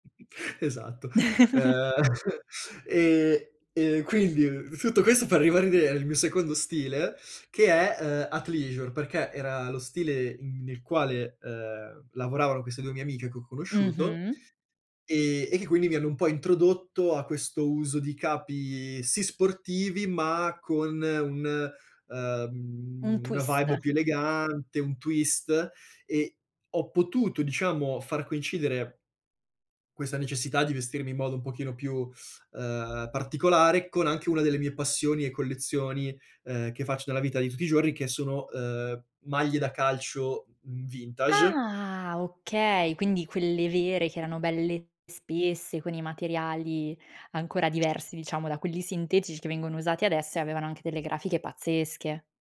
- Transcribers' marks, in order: chuckle; "ribadire" said as "rivarire"; in English: "Athleisure"; in English: "twist"; in English: "vibe"; in English: "twist"; other background noise; tapping
- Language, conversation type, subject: Italian, podcast, Che cosa ti fa sentire davvero te stesso/a quando ti vesti?